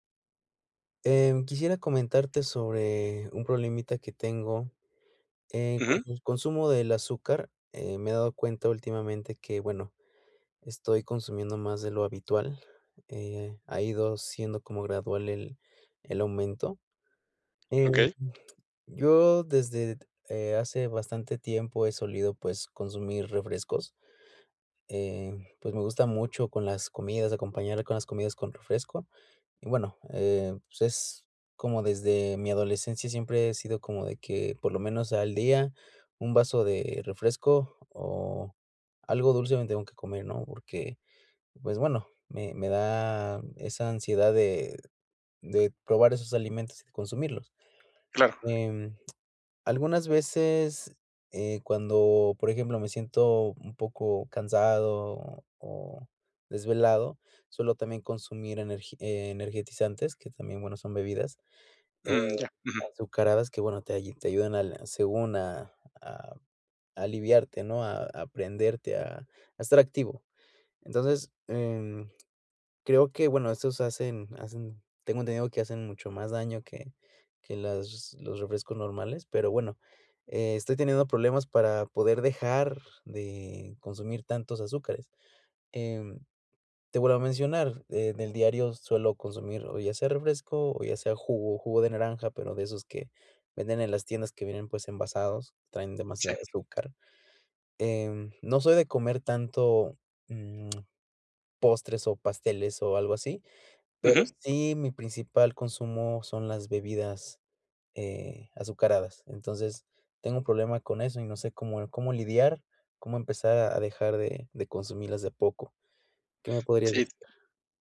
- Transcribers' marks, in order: none
- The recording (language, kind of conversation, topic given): Spanish, advice, ¿Cómo puedo equilibrar el consumo de azúcar en mi dieta para reducir la ansiedad y el estrés?